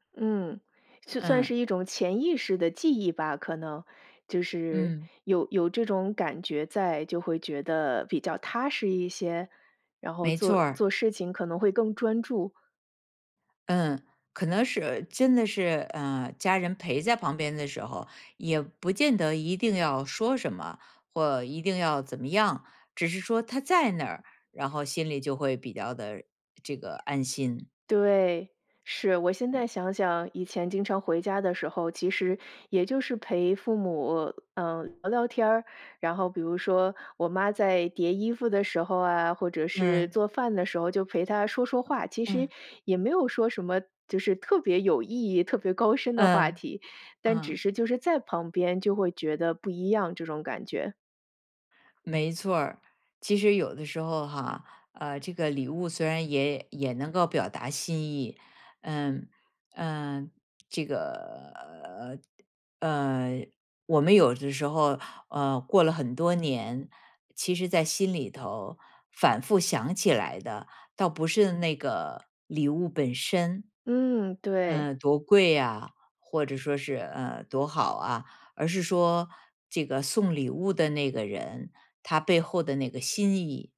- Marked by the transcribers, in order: tapping; other background noise; joyful: "深"
- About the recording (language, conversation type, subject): Chinese, podcast, 你觉得陪伴比礼物更重要吗？